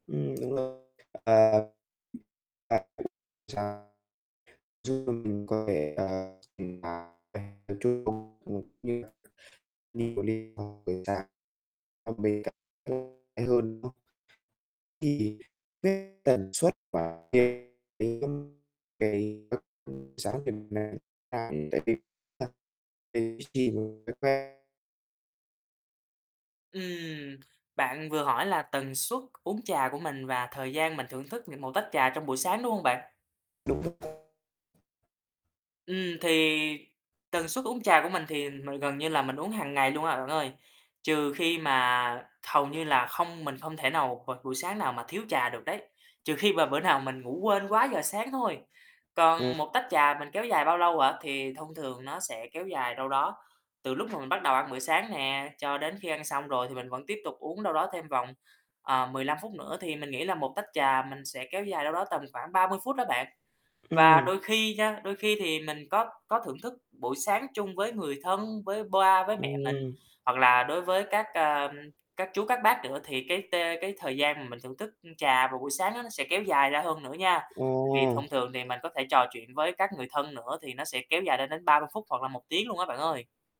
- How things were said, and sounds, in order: tapping; distorted speech; other background noise; unintelligible speech; unintelligible speech; unintelligible speech; unintelligible speech; unintelligible speech; static
- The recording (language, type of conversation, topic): Vietnamese, podcast, Thói quen buổi sáng nào mà bạn không thể bỏ được?